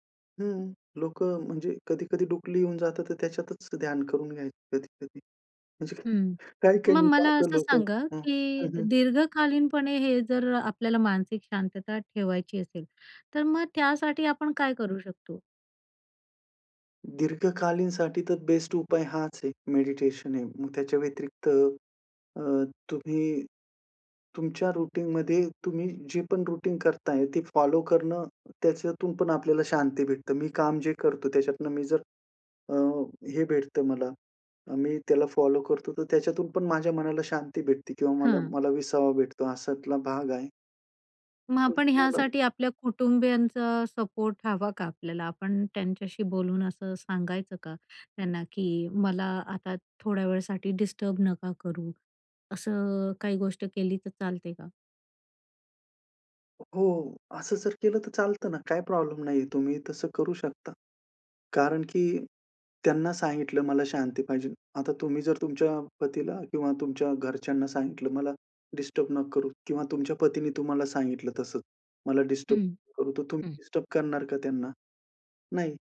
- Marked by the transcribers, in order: "डुलकी" said as "डुपली"; laughing while speaking: "म्हणजे काही-काही मी पाहतो लोकं"; in English: "रुटीनमध्ये"; in English: "रुटीन"; in English: "फॉलो"; in English: "फॉलो"; in English: "डिस्टर्ब"
- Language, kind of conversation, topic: Marathi, podcast, एक व्यस्त दिवसभरात तुम्ही थोडी शांतता कशी मिळवता?